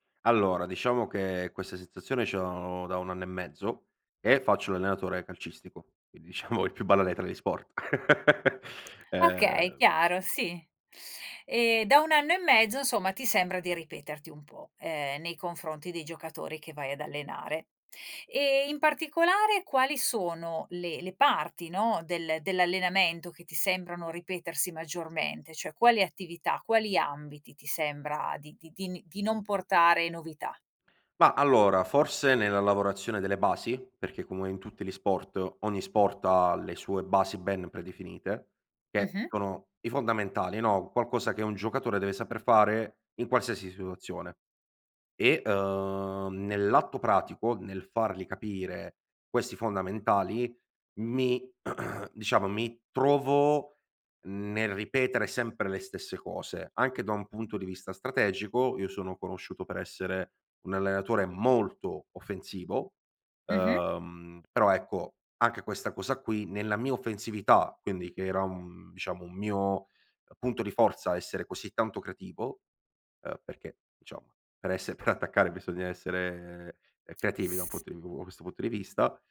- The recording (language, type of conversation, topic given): Italian, advice, Come posso smettere di sentirmi ripetitivo e trovare idee nuove?
- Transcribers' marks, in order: laughing while speaking: "quindi, diciamo"; other background noise; chuckle; throat clearing; stressed: "molto"; "diciamo" said as "ciamo"